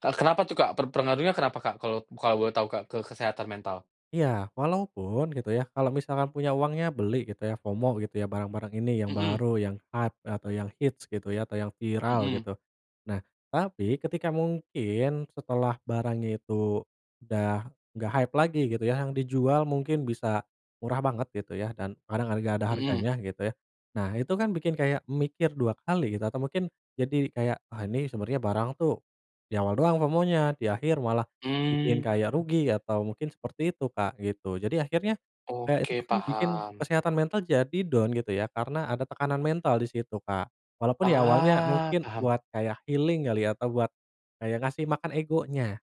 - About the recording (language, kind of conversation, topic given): Indonesian, podcast, Bagaimana cara kamu mengatasi rasa takut ketinggalan kabar saat tidak sempat mengikuti pembaruan dari teman-teman?
- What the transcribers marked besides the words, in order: in English: "FOMO"; in English: "hype"; in English: "FOMO-nya"; tapping; other background noise; in English: "down"; in English: "healing"